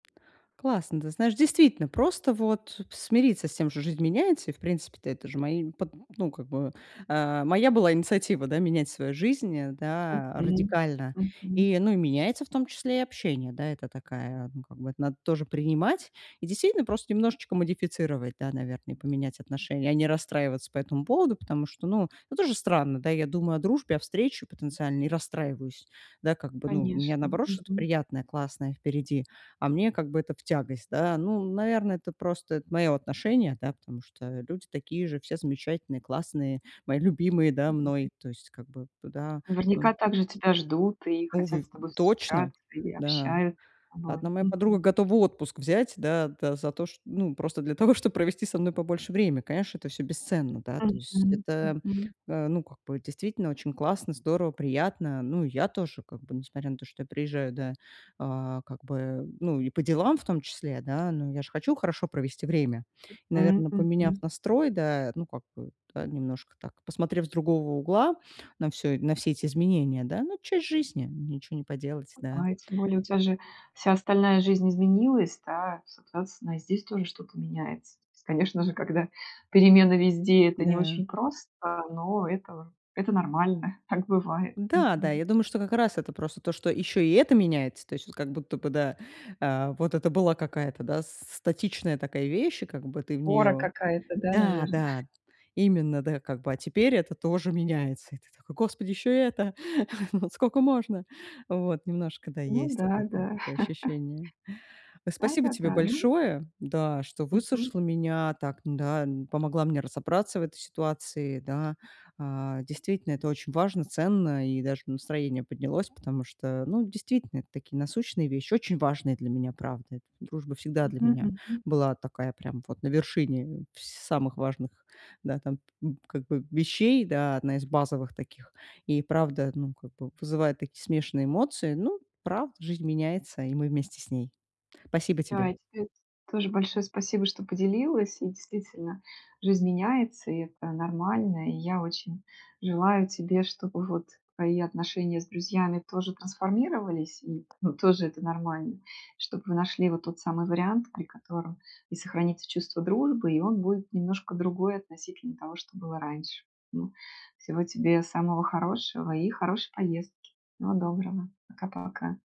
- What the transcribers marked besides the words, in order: tapping; unintelligible speech; other background noise; put-on voice: "Господи, ещё и это. Скока можно?"; chuckle; chuckle
- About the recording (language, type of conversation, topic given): Russian, advice, Почему я часто чувствую себя лишним на встречах с друзьями?